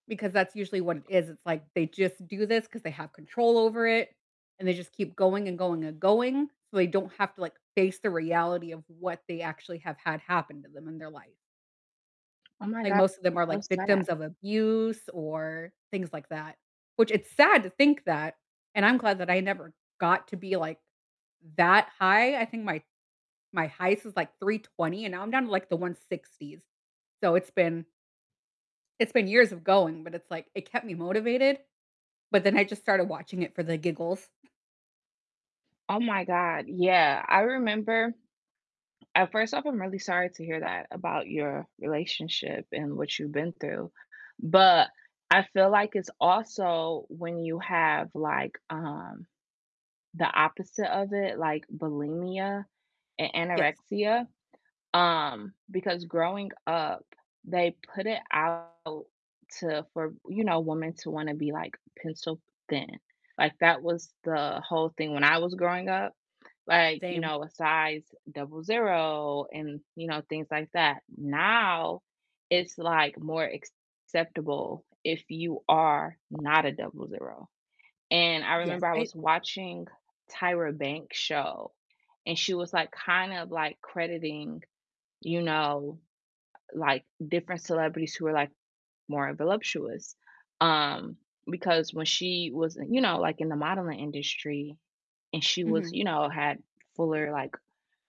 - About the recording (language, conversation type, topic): English, unstructured, Which guilty pleasure reality shows do you secretly love, and what keeps you hooked even though you know you shouldn’t?
- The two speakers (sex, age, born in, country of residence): female, 30-34, United States, United States; female, 35-39, United States, United States
- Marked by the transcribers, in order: other background noise; tapping; distorted speech